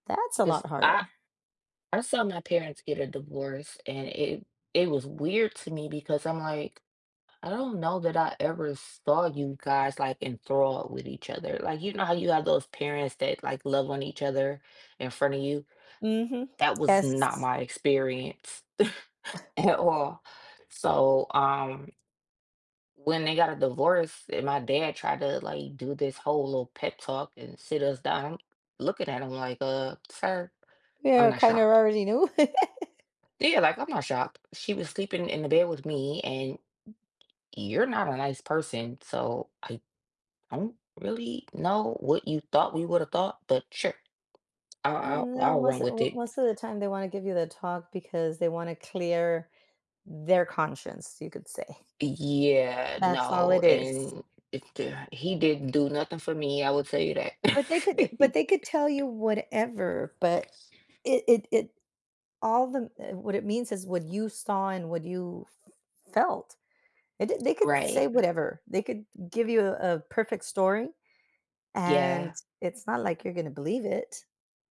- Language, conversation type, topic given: English, unstructured, How do relationships shape our sense of self and identity?
- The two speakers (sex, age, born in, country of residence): female, 35-39, United States, United States; female, 45-49, United States, United States
- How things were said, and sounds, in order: tapping; chuckle; chuckle; chuckle